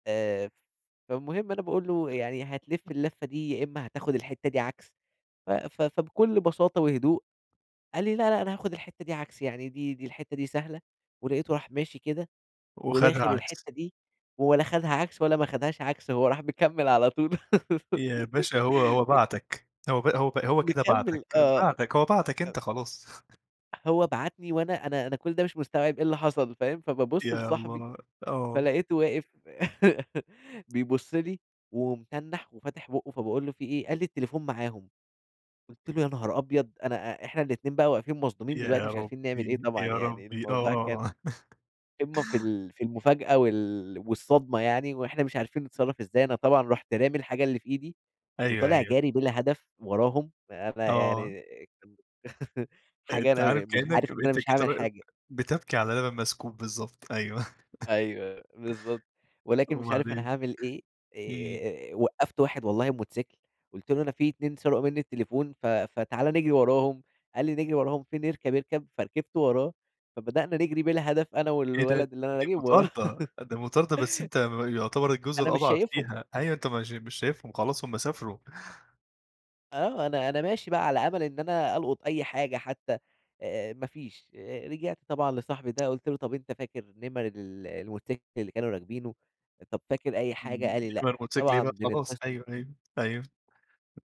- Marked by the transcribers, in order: tapping; other background noise; giggle; laugh; laugh; laugh; chuckle; laugh; chuckle
- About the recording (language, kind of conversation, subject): Arabic, podcast, تحكيلي عن مرة ضاع منك تليفونك أو أي حاجة مهمة؟